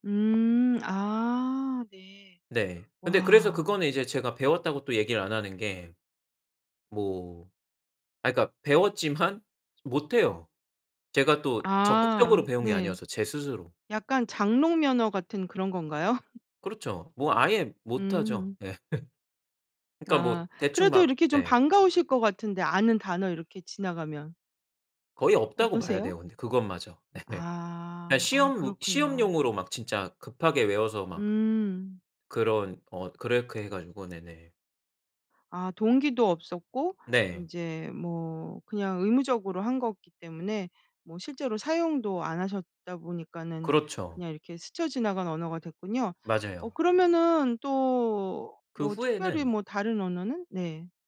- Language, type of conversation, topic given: Korean, podcast, 언어가 당신에게 어떤 의미인가요?
- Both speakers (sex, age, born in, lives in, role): female, 50-54, South Korea, Italy, host; male, 30-34, South Korea, Hungary, guest
- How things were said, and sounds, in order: other background noise; laughing while speaking: "배웠지만"; tapping; laugh; laugh